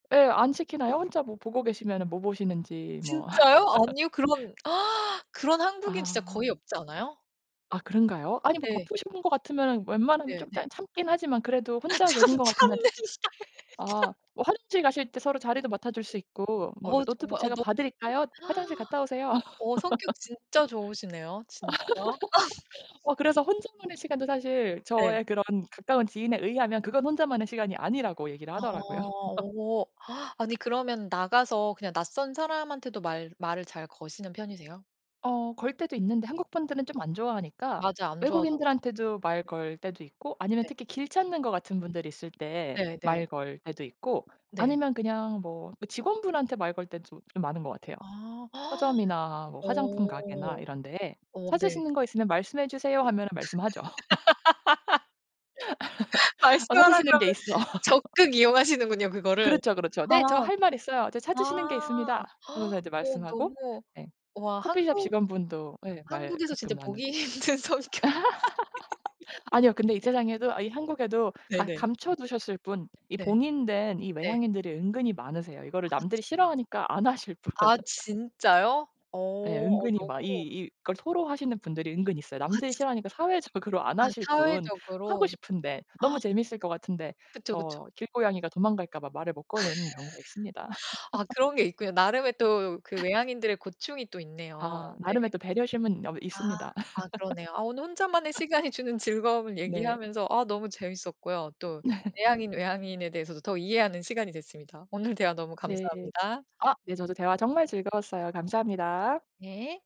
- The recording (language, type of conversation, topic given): Korean, podcast, 혼자만의 시간이 주는 즐거움은 무엇인가요?
- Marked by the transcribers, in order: laugh; gasp; laughing while speaking: "아 참 참는다. 참"; other background noise; gasp; laugh; tapping; gasp; laugh; gasp; laugh; laugh; gasp; laughing while speaking: "힘든 성격이신"; laugh; laugh; laughing while speaking: "사회적으로"; gasp; laugh; cough; laugh; laugh